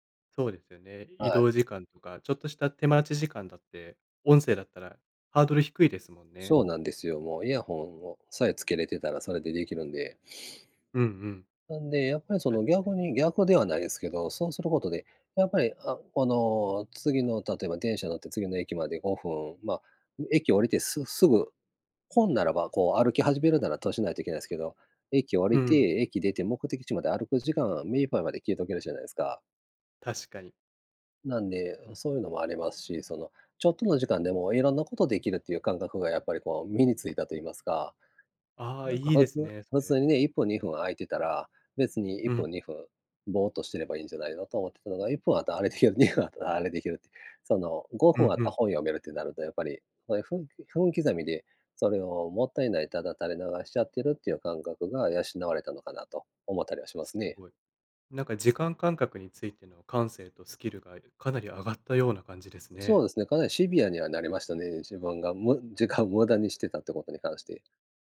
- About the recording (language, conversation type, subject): Japanese, unstructured, 最近ハマっていることはありますか？
- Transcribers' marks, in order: sniff; tapping